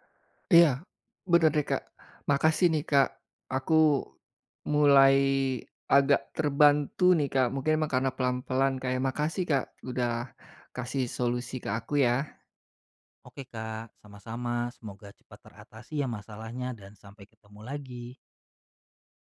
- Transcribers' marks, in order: none
- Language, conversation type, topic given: Indonesian, advice, Bagaimana cara mengatasi rasa takut memulai hubungan baru setelah putus karena khawatir terluka lagi?